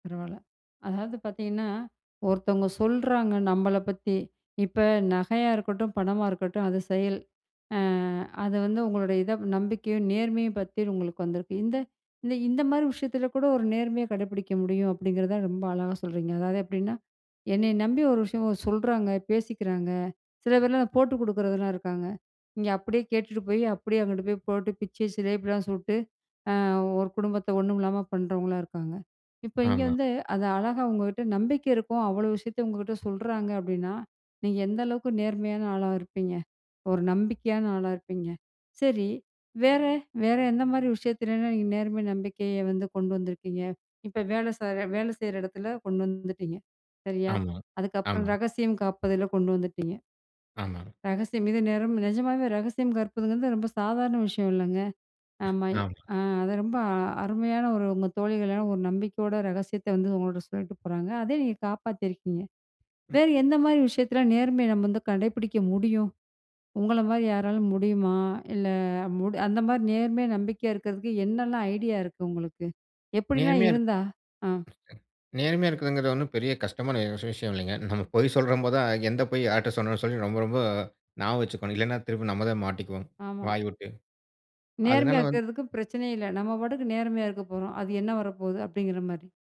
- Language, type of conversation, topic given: Tamil, podcast, நேர்மை நம்பிக்கைக்கு எவ்வளவு முக்கியம்?
- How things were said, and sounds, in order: other noise; other background noise